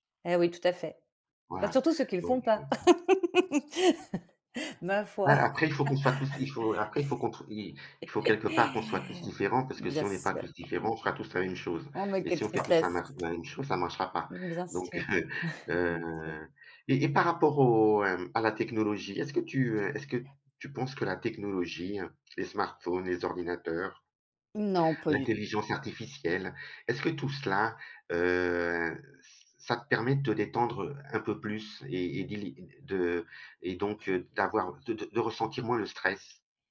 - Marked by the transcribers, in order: laugh; tapping; chuckle; drawn out: "heu"; other background noise
- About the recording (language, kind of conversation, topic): French, unstructured, Comment préfères-tu te détendre après une journée stressante ?